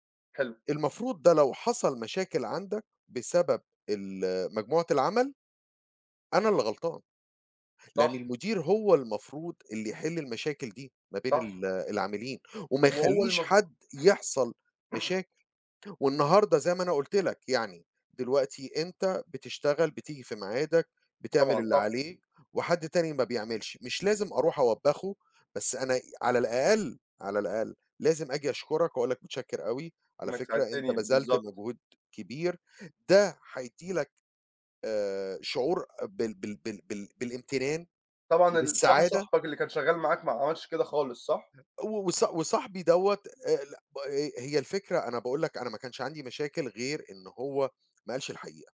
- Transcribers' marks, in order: none
- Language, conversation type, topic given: Arabic, unstructured, إيه اللي بيخليك تحس بالسعادة في شغلك؟